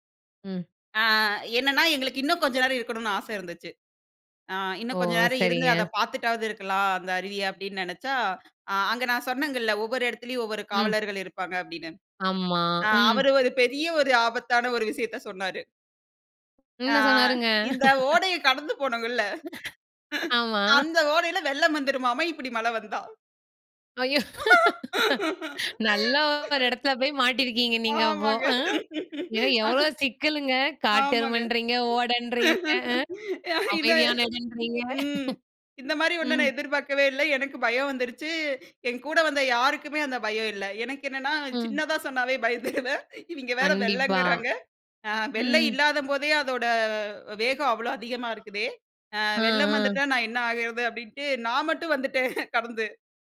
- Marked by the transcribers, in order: other noise; drawn out: "ஆ"; laugh; chuckle; laughing while speaking: "வெள்ளம் வந்துவிடுமாமா இப்டி மழ வந்தா"; laugh; inhale; laughing while speaking: "நல்லா ஒரு எடத்துல போய் மாட்டிருக்கீங்க … அமைதியான எடம்ன்றிங்க. ம்"; laugh; laughing while speaking: "இந்தமாரி ஒன்ன நான் எதிர்பார்க்கவே இல்ல … மட்டும் வந்துட்டேன் கடந்து"; afraid: "எனக்கு பயம் வந்துருச்சு, என் கூட … சின்னதா சொன்னாவே பயந்துருவேன்"; tapping
- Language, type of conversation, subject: Tamil, podcast, மீண்டும் செல்ல விரும்பும் இயற்கை இடம் எது, ஏன் அதை மீண்டும் பார்க்க விரும்புகிறீர்கள்?